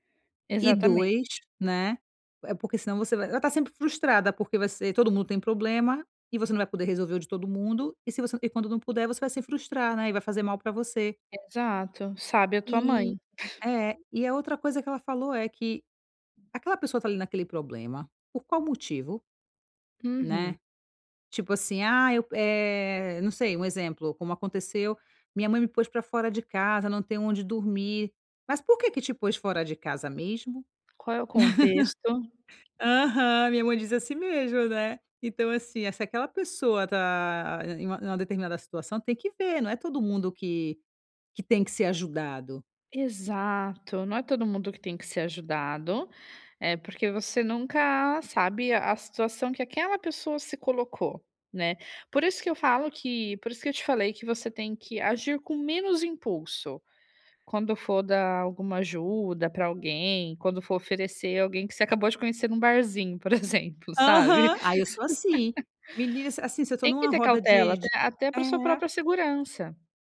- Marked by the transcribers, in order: chuckle; other background noise; laugh; laugh
- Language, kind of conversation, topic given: Portuguese, advice, Como posso estabelecer limites saudáveis ao começar um novo relacionamento?